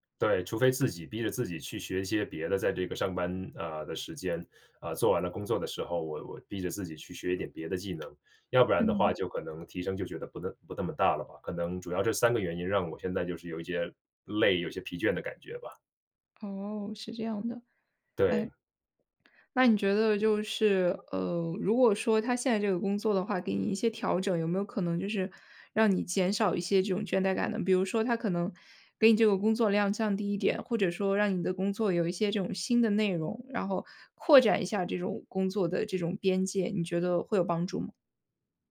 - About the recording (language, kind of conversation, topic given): Chinese, podcast, 你有过职业倦怠的经历吗？
- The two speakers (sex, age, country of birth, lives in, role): female, 25-29, China, France, host; male, 30-34, China, United States, guest
- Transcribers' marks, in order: other background noise; tongue click